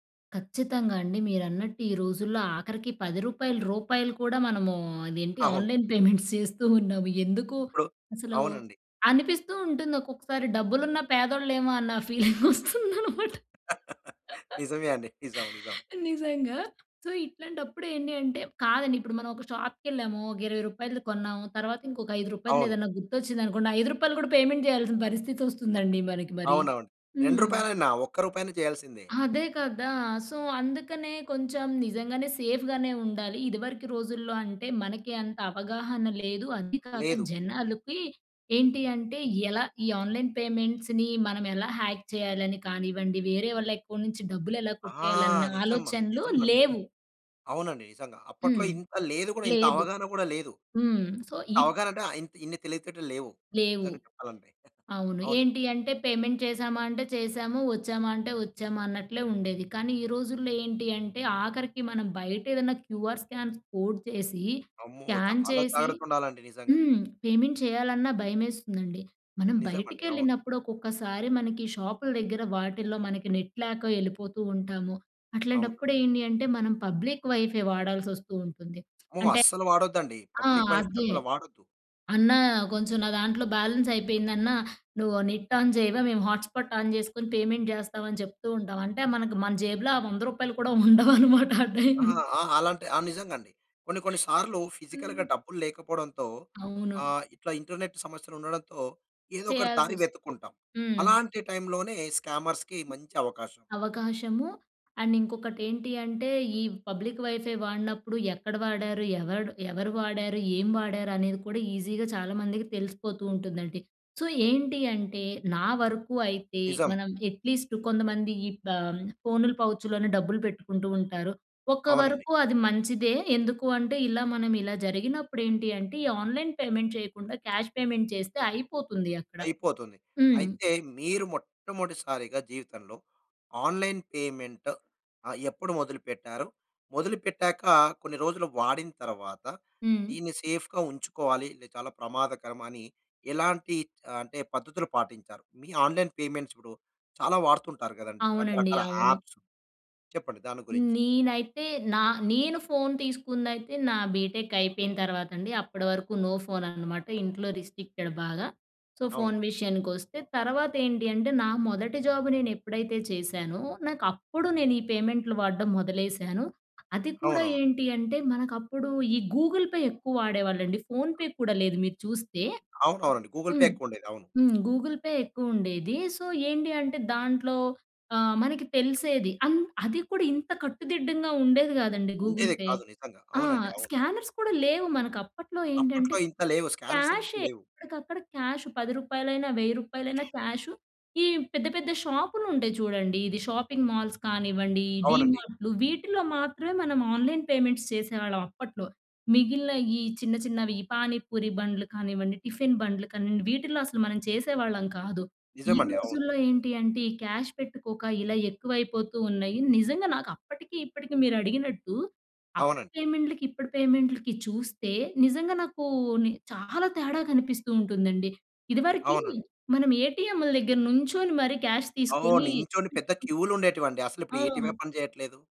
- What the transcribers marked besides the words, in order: in English: "ఆన్లైన్ పేమెంట్స్"; laughing while speaking: "అన్న ఫీలింగ్ వస్తుందనమాట. నిజంగా"; in English: "ఫీలింగ్"; chuckle; in English: "సో"; in English: "పేమెంట్"; in English: "సో"; in English: "సేఫ్"; in English: "ఆన్లైన్ పేమెంట్స్‌ని"; in English: "హ్యాక్"; in English: "అకౌంట్"; in English: "సో"; chuckle; in English: "పేమెంట్"; in English: "క్యూఆర్ స్కామ్స్ కోడ్"; in English: "స్క్యాన్"; in English: "పేమెంట్"; in English: "నెట్"; in English: "పబ్లిక్ వైఫై"; lip smack; in English: "పబ్లిక్ వైఫై"; in English: "బ్యాలెన్స్"; in English: "నెట్ ఆన్"; in English: "హాట్స్పాట్ ఆన్"; in English: "పేమెంట్"; laughing while speaking: "వంద రూపాయలు కూడా ఉండవనమాట. ఆ టైం"; in English: "టైం"; other background noise; in English: "ఫిజికల్‌గా"; in English: "ఇంటర్నెట్"; in English: "టైమ్"; in English: "స్కామర్స్‌కి"; in English: "అండ్"; in English: "పబ్లిక్ వైఫై"; in English: "ఈజీగా"; in English: "సో"; in English: "పౌచ్"; in English: "ఆన్లైన్ పేమెంట్"; in English: "క్యాష్ పేమెంట్"; in English: "ఆన్‌లైన్ పేమెంట్"; in English: "సేఫ్‌గా"; in English: "ఆన్లైన్ పేమెంట్స్"; in English: "బీటెక్"; in English: "నో"; in English: "రిస్ట్రిక్టెడ్"; in English: "సో"; in English: "గూగుల్ పే"; in English: "ఫోన్ పే"; in English: "గూగుల్ పే"; in English: "గూగుల్ పే"; in English: "సో"; in English: "గూగుల్ పే"; in English: "స్కానర్స్"; in English: "స్కానర్స్"; in English: "క్యాష్"; in English: "షాపింగ్ మాల్స్"; in English: "ఆన్లైన్ పేమెంట్స్"; in English: "క్యాష్"; in English: "క్యాష్"; other noise
- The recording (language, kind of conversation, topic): Telugu, podcast, ఆన్‌లైన్ చెల్లింపులు సురక్షితంగా చేయాలంటే మీ అభిప్రాయం ప్రకారం అత్యంత ముఖ్యమైన జాగ్రత్త ఏమిటి?